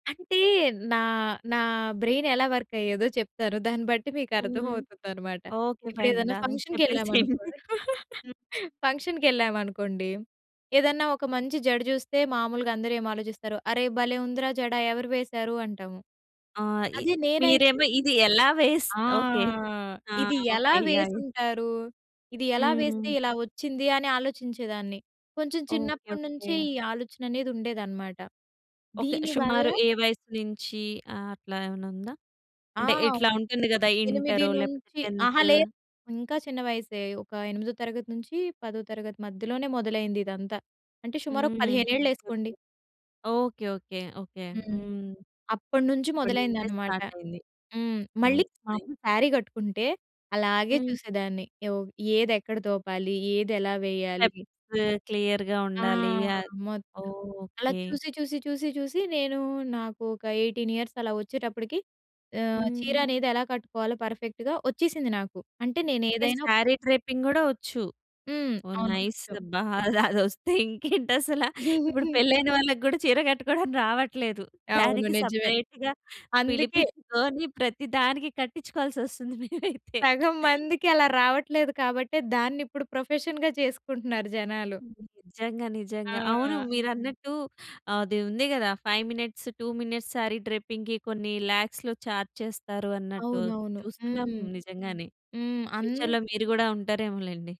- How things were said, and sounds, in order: in English: "బ్రైన్"; in English: "ఫైన్"; in English: "ఫంక్షన్‌కి"; chuckle; in English: "ఫంక్షన్‌కి"; tapping; in English: "టెన్త్"; in English: "స్టార్ట్"; in English: "నైస్ నైస్"; in English: "స్టెప్స్ క్లియర్‌గా"; in English: "ఎయిటీన్ ఇయర్స్"; in English: "పర్ఫెక్ట్‌గా"; in English: "సారీ డ్రేపింగ్"; other background noise; in English: "నైస్"; laughing while speaking: "అది అదొస్తే ఇంకేంటసలా. ఇప్పుడు పెళ్ళైన … దానికి కట్టించుకోవాల్సస్తుంది మేమైతే"; chuckle; in English: "సెపరేట్‌గా"; in English: "ప్రొఫెషన్‌గా"; in English: "ఫైవ్ మినిట్స్ టూ మినిట్స్ సారీ డ్రేపింగ్‌కి"; in English: "లాక్స్‌లో చార్జ్"; in English: "ఫ్యూచర్‌లో"
- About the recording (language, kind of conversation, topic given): Telugu, podcast, భవిష్యత్తులో మీ సృజనాత్మక స్వరూపం ఎలా ఉండాలని మీరు ఆశిస్తారు?